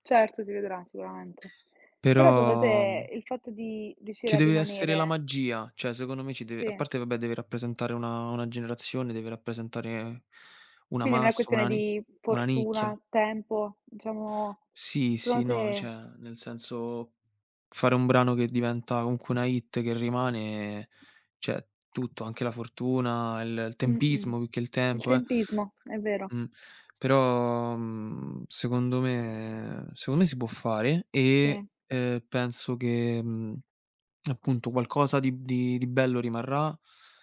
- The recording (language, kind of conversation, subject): Italian, unstructured, Perché alcune canzoni diventano inni generazionali?
- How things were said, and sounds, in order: "cioè" said as "ceh"; "cioè" said as "ceh"; tapping; "cioè" said as "ceh"; other background noise; drawn out: "me"